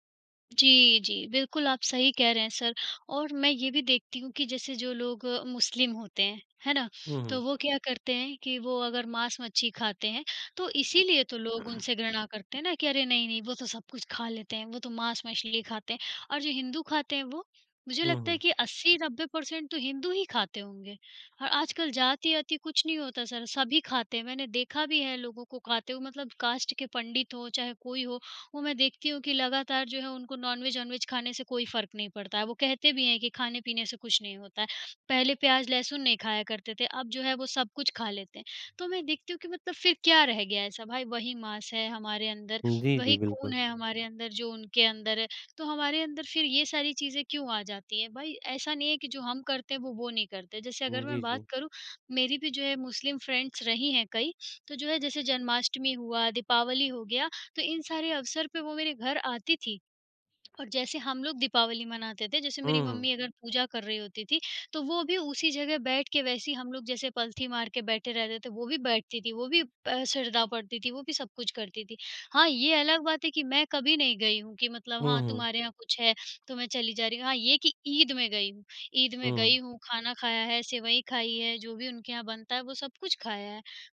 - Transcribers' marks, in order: throat clearing; in English: "परसेंट"; in English: "कास्ट"; in English: "नॉनवेज"; in English: "फ्रेंड्स"; other background noise
- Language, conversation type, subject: Hindi, unstructured, धर्म के नाम पर लोग क्यों लड़ते हैं?